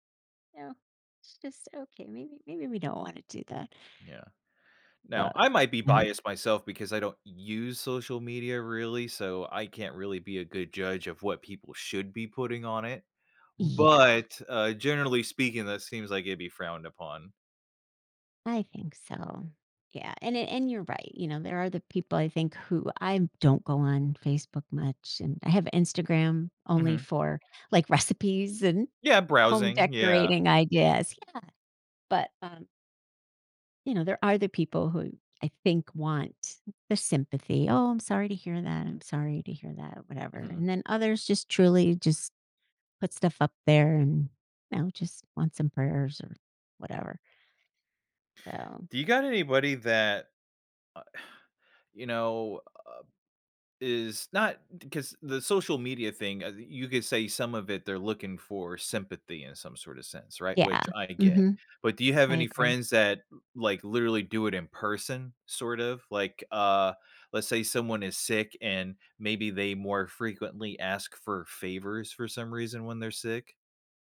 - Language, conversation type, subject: English, unstructured, How should I decide who to tell when I'm sick?
- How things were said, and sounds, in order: unintelligible speech; stressed: "use"; stressed: "but"; other background noise; tapping; other noise